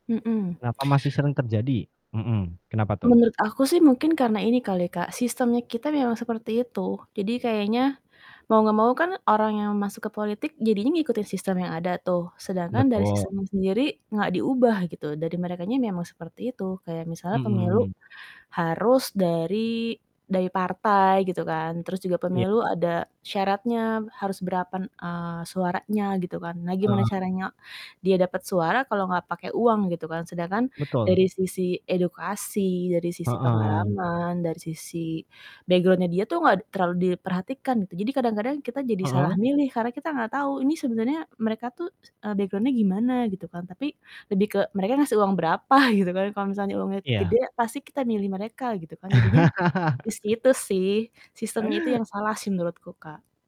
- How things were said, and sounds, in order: static; other background noise; in English: "background-nya"; in English: "background-nya"; laughing while speaking: "berapa"; laugh
- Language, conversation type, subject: Indonesian, unstructured, Bagaimana pendapatmu tentang pengaruh politik uang dalam pemilu?